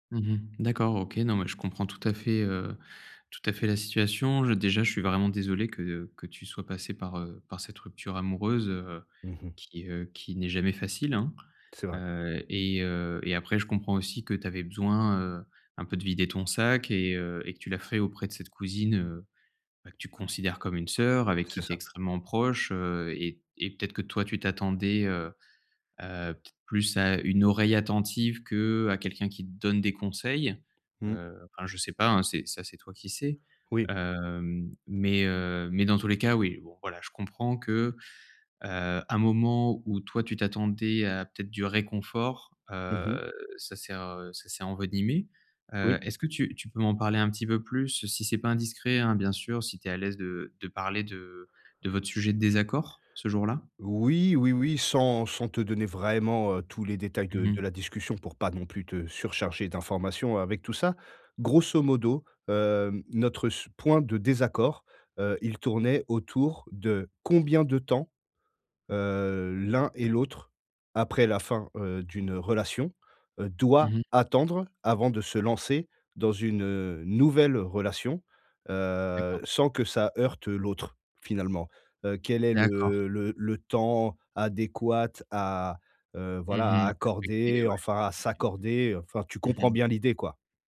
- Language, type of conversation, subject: French, advice, Comment puis-je exprimer une critique sans blesser mon interlocuteur ?
- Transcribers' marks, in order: unintelligible speech; other background noise